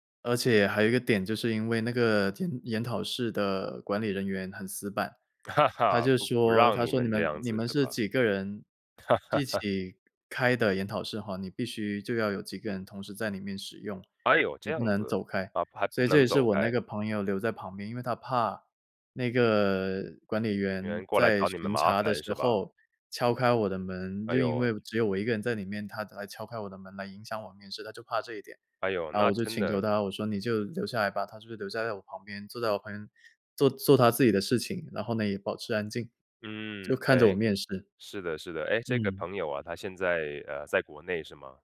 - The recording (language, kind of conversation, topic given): Chinese, podcast, 你有没有经历过原以为错过了，后来却发现反而成全了自己的事情？
- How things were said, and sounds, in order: laugh; laugh